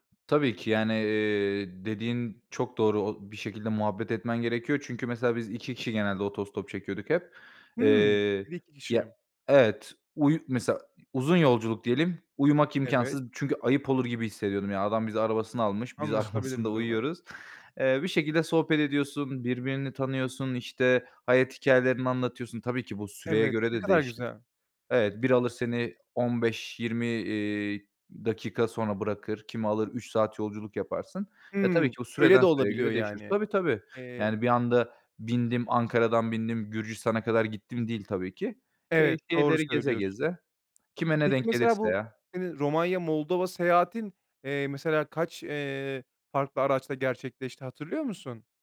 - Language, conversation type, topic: Turkish, podcast, Unutamadığın bir seyahat anını anlatır mısın?
- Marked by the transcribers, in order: laughing while speaking: "arabasında"